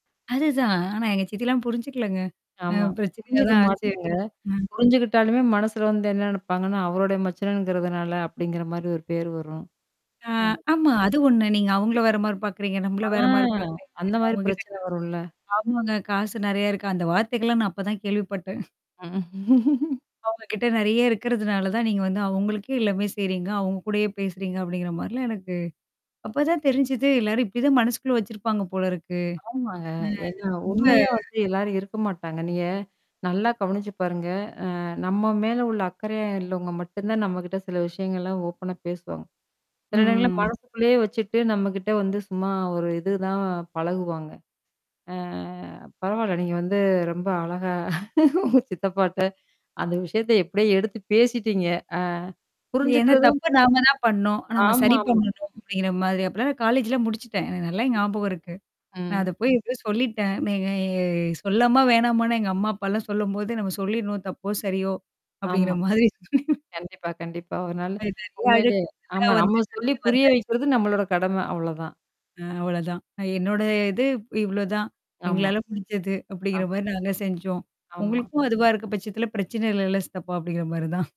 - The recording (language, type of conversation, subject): Tamil, podcast, உறவுகளில் கடினமான உண்மைகளை சொல்ல வேண்டிய நேரத்தில், இரக்கம் கலந்த அணுகுமுறையுடன் எப்படிப் பேச வேண்டும்?
- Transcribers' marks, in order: static; distorted speech; other background noise; tapping; drawn out: "ஆ"; unintelligible speech; mechanical hum; laughing while speaking: "ம்"; drawn out: "ம்"; drawn out: "அ"; laughing while speaking: "ரொம்ப அழகா சித்தப்பாட்ட, அந்த விஷயத்த எப்படியே எடுத்து பேசிட்டீங்க"; drawn out: "நீ"; laugh; unintelligible speech